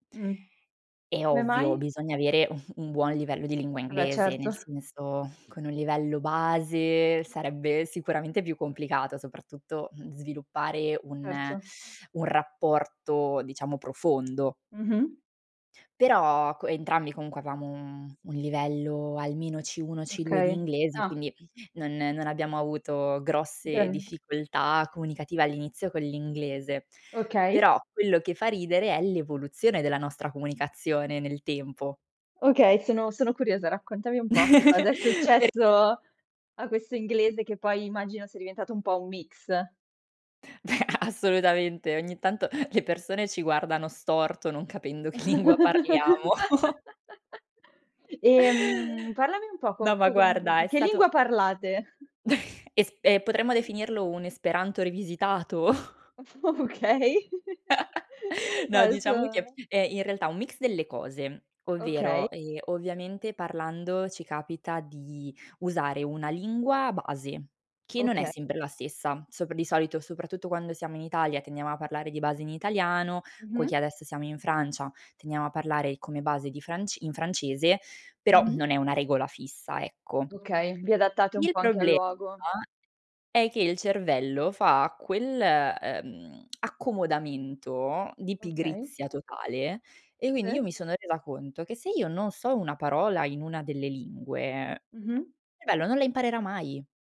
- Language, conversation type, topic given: Italian, podcast, Ti va di parlare del dialetto o della lingua che parli a casa?
- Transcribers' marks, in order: laughing while speaking: "un"; tapping; chuckle; other background noise; chuckle; laughing while speaking: "Assolutamente"; chuckle; chuckle; chuckle; laughing while speaking: "Okay"; laugh; "Adesso" said as "aesso"